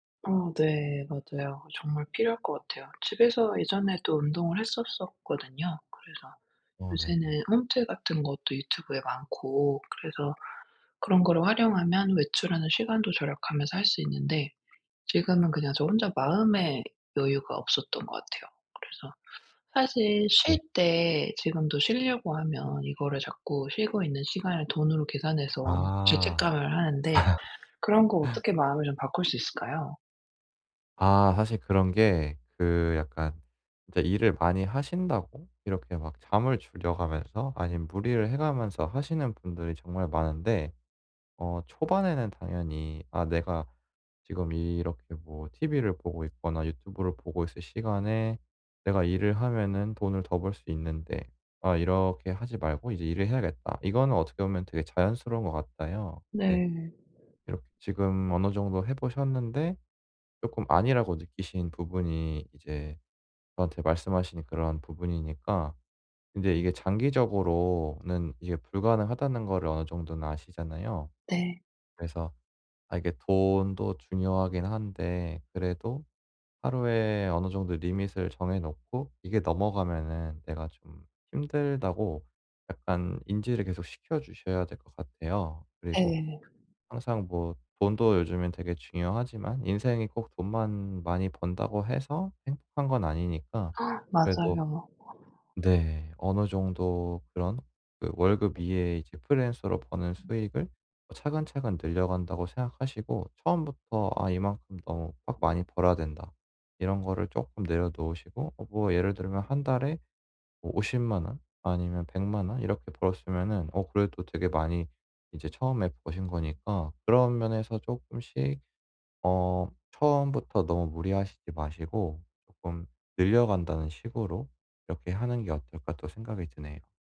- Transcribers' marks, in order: other background noise; tapping; laugh; in English: "리밋을"; gasp
- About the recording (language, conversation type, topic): Korean, advice, 시간이 부족해 여가를 즐기기 어려울 때는 어떻게 하면 좋을까요?